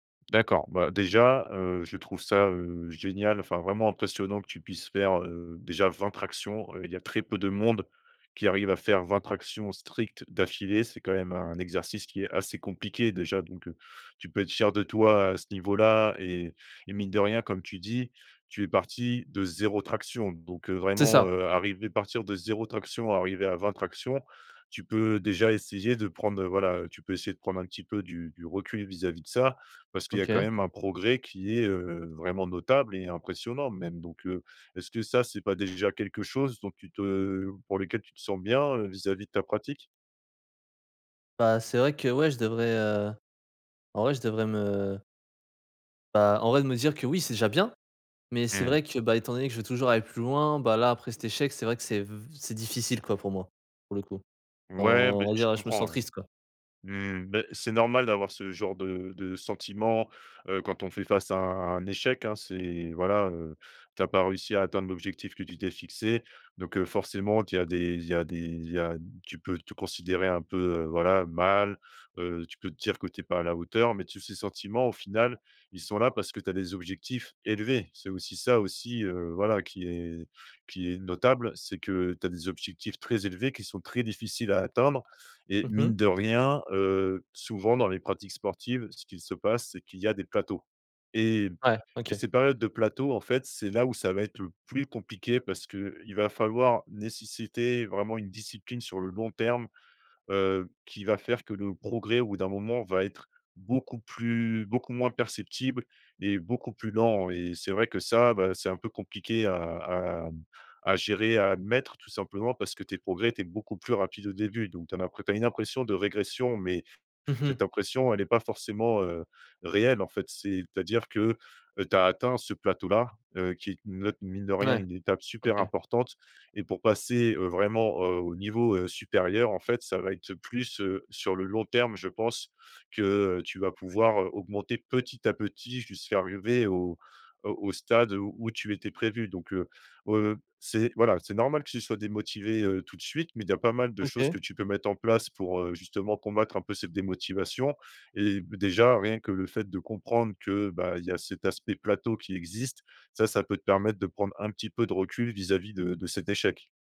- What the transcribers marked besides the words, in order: stressed: "élevés"
- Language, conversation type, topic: French, advice, Comment retrouver la motivation après un échec récent ?